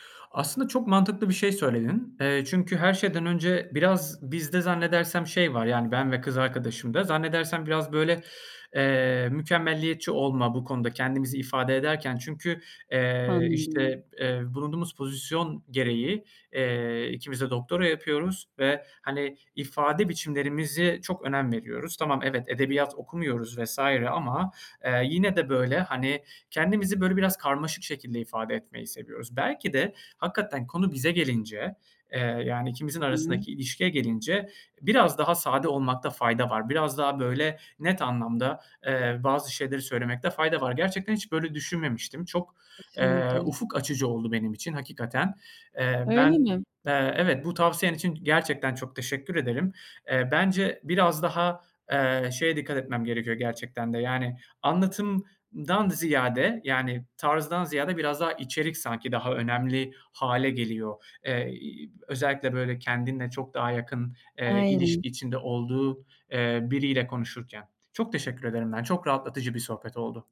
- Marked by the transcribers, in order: tapping; other background noise
- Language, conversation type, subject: Turkish, advice, Kendimi yaratıcı bir şekilde ifade etmekte neden zorlanıyorum?